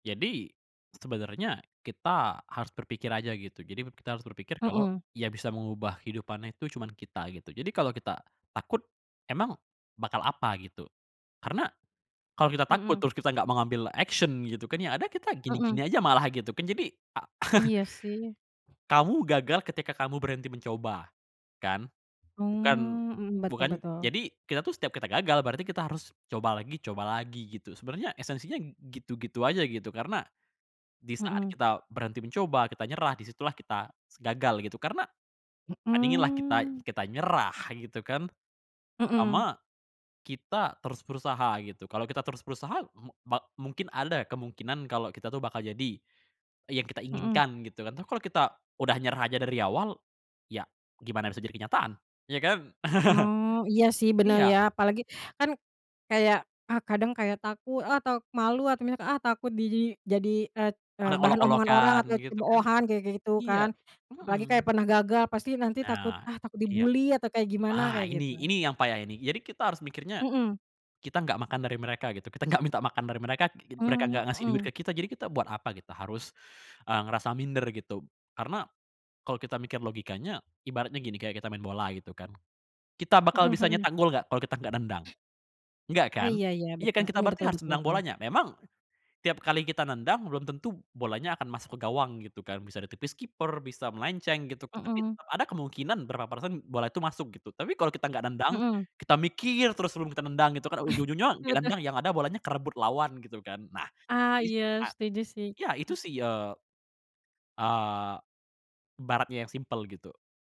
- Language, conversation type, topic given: Indonesian, podcast, Bagaimana teknologi dan media sosial memengaruhi rasa takut gagal kita?
- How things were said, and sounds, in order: in English: "action"; laugh; laugh; other background noise; in English: "dibully"; laughing while speaking: "Betul"; unintelligible speech